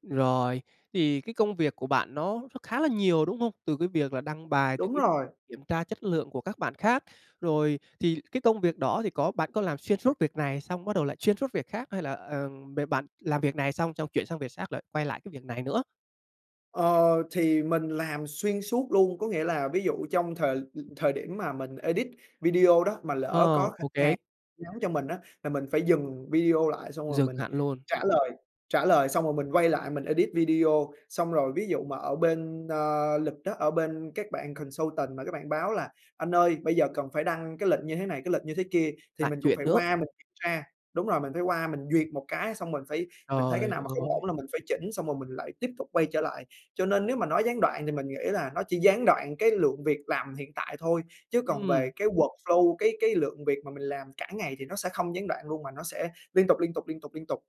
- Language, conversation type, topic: Vietnamese, advice, Làm thế nào để giảm tình trạng phải đa nhiệm liên tục khiến hiệu suất công việc suy giảm?
- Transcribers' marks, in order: in English: "edit"; tapping; other background noise; in English: "edit"; in English: "consultant"; in English: "workflow"